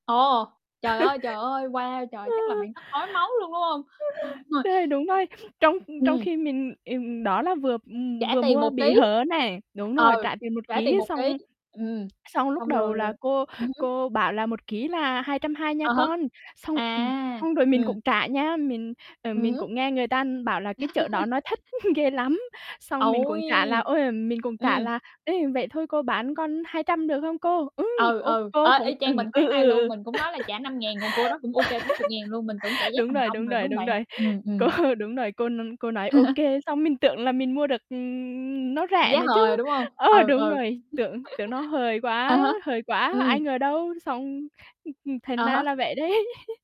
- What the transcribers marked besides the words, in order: chuckle; other noise; laughing while speaking: "Đây, đúng vậy"; laughing while speaking: "Đúng rồi"; other background noise; tapping; chuckle; laugh; laughing while speaking: "cô"; chuckle; laughing while speaking: "ờ"; chuckle; laughing while speaking: "đấy"; chuckle
- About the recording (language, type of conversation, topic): Vietnamese, unstructured, Bạn có thường thương lượng giá khi mua hàng không?